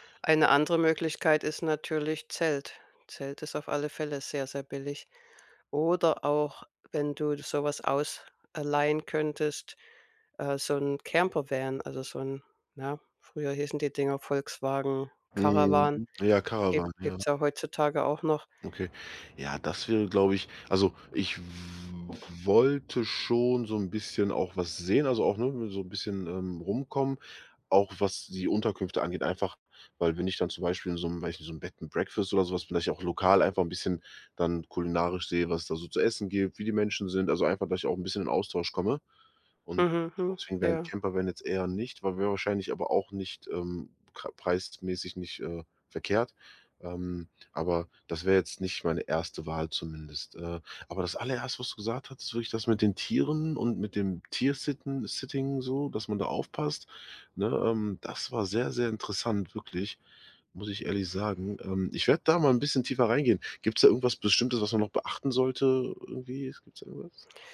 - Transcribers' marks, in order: tapping; other background noise
- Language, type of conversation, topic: German, advice, Wie finde ich günstige Unterkünfte und Transportmöglichkeiten für Reisen?